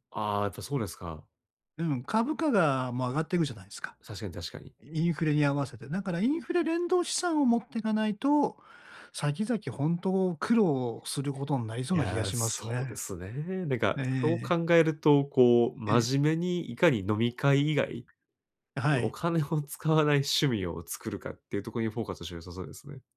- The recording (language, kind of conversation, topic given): Japanese, advice, 短期の楽しみと長期の安心を両立するにはどうすればいいですか？
- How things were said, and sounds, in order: tapping